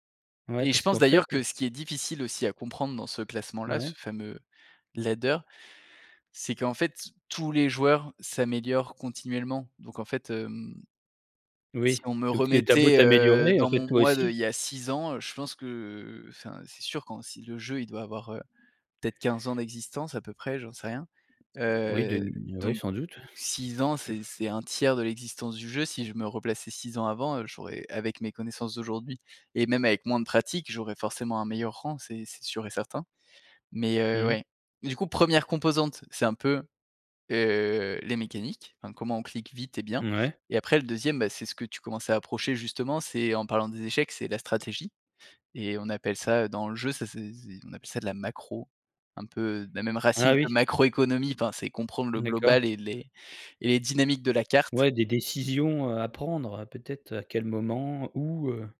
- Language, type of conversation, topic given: French, podcast, Quelles peurs as-tu dû surmonter pour te remettre à un ancien loisir ?
- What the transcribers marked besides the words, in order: in English: "ladder"; stressed: "ladder"; tapping